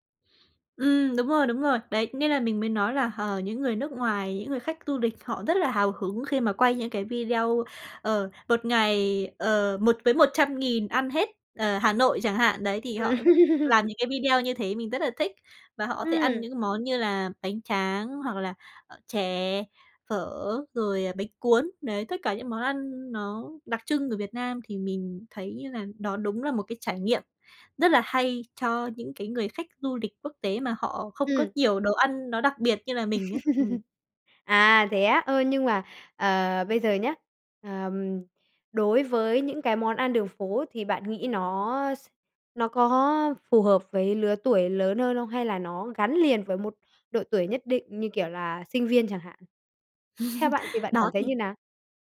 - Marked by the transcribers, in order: tapping; laughing while speaking: "ờ"; "video" said as "vi đeo"; laughing while speaking: "Ừm"; "video" said as "vi đeo"; laugh; laugh
- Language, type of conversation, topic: Vietnamese, podcast, Bạn nhớ nhất món ăn đường phố nào và vì sao?